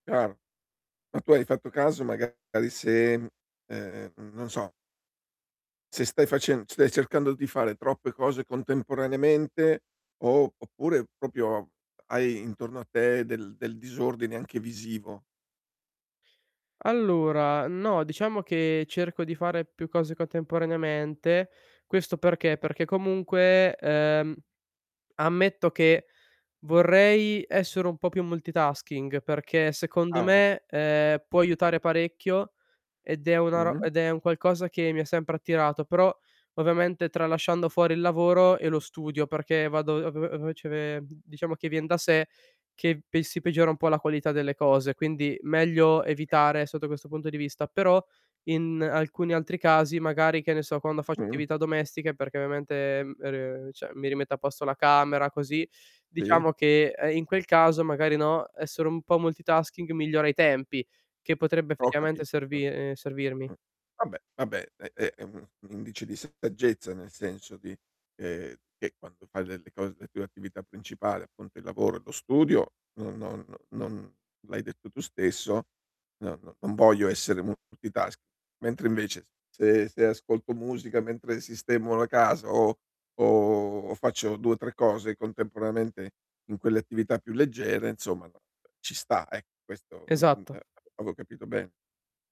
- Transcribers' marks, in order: distorted speech; "proprio" said as "propio"; static; tapping; other background noise; "cioè" said as "ceh"; drawn out: "o"; "contemporaneamente" said as "contemporamente"
- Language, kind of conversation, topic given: Italian, advice, In che modo le interruzioni continue ti impediscono di concentrarti?